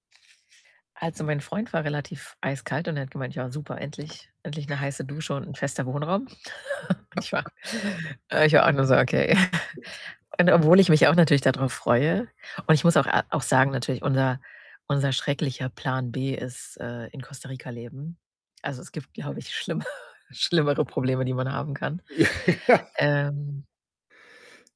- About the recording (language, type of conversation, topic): German, advice, Wie kann ich bei einer großen Entscheidung verschiedene mögliche Lebenswege visualisieren?
- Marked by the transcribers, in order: other background noise; chuckle; tapping; chuckle; horn; chuckle; laughing while speaking: "schlimmer"; background speech; laughing while speaking: "Ja"